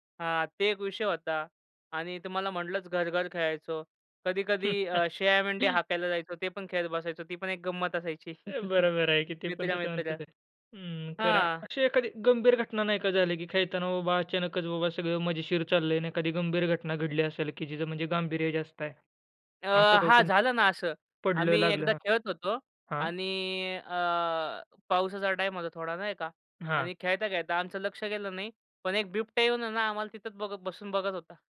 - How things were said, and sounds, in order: chuckle; chuckle; tapping
- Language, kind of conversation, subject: Marathi, podcast, गावात खेळताना तुला सर्वात आवडणारी कोणती आठवण आहे?